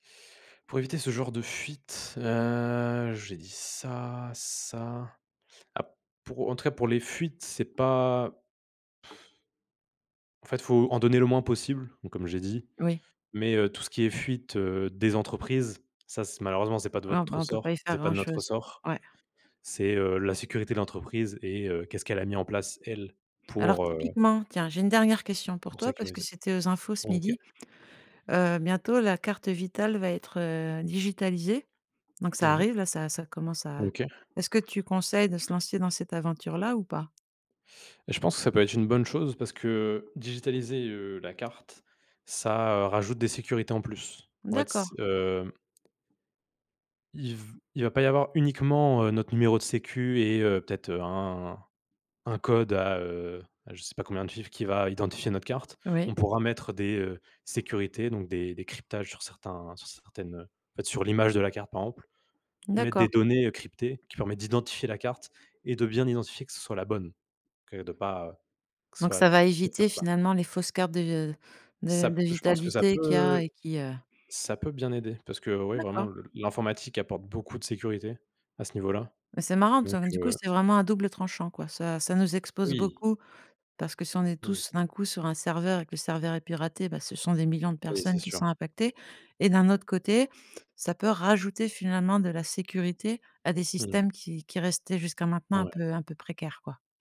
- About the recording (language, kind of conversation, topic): French, podcast, Comment la vie privée peut-elle résister à l’exploitation de nos données personnelles ?
- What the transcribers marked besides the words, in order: other background noise; blowing; tapping; stressed: "rajouter"